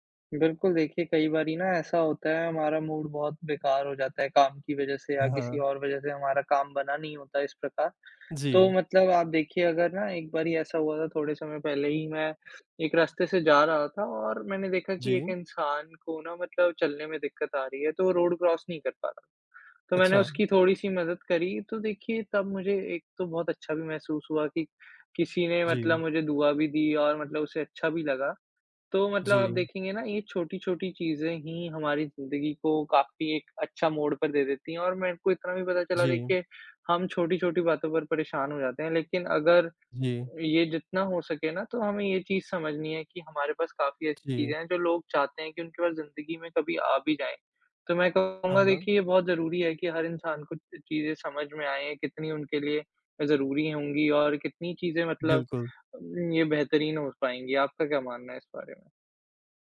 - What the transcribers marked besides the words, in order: in English: "मूड"; in English: "रोड क्रॉस"; other background noise
- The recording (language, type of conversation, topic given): Hindi, unstructured, खुशी पाने के लिए आप क्या करते हैं?